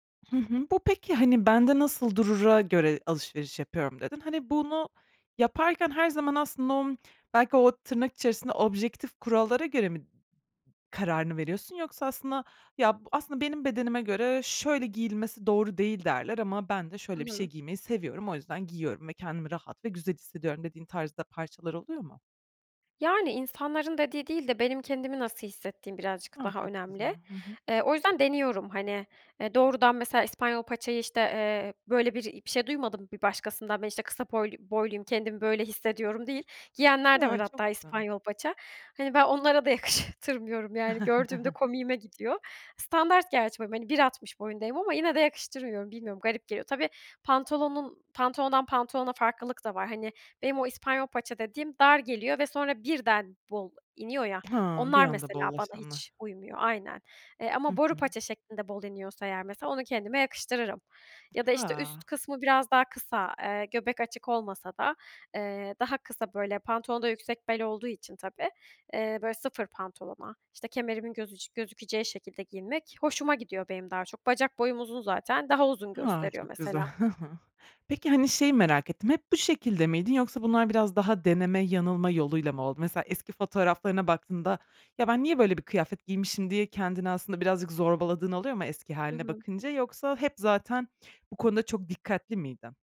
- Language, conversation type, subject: Turkish, podcast, Bedenini kabul etmek stilini nasıl şekillendirir?
- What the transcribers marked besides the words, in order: tapping; other background noise; "boylu-" said as "poylu"; laughing while speaking: "yakıştırmıyorum"; chuckle; laughing while speaking: "güzel"